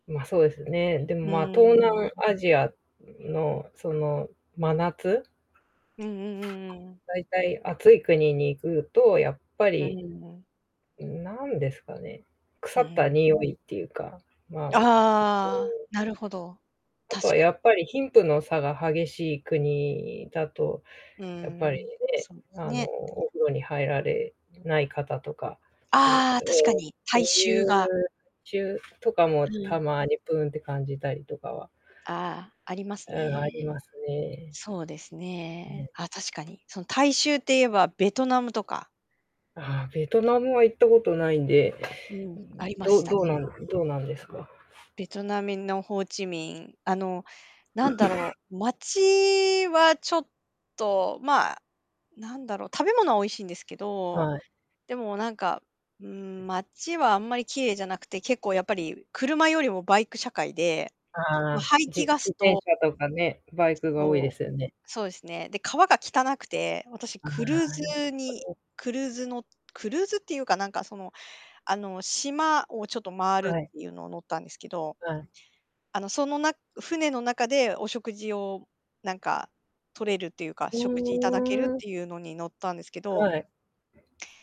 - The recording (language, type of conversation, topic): Japanese, unstructured, 旅行中に不快なにおいを感じたことはありますか？
- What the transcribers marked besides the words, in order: static; other background noise; unintelligible speech; "ベトナム" said as "ベトナミ"; cough; unintelligible speech; unintelligible speech; unintelligible speech